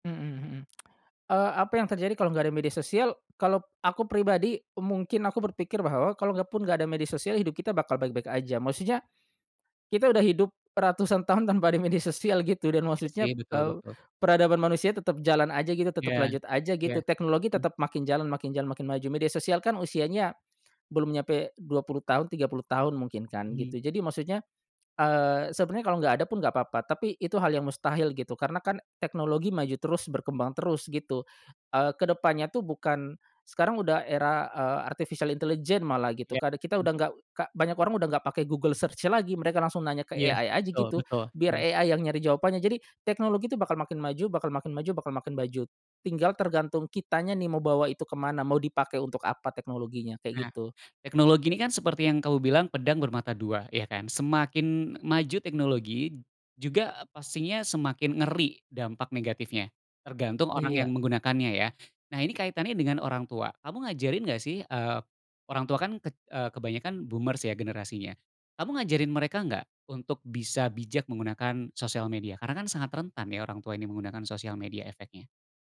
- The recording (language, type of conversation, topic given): Indonesian, podcast, Apakah menurut kamu media sosial lebih banyak menghubungkan orang atau justru membuat mereka merasa terisolasi?
- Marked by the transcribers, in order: tongue click; laughing while speaking: "tahun tanpa ada media sosial gitu"; in English: "artificial intelligence"; in English: "Google Search"; in English: "AI"; in English: "AI"; in English: "boomers"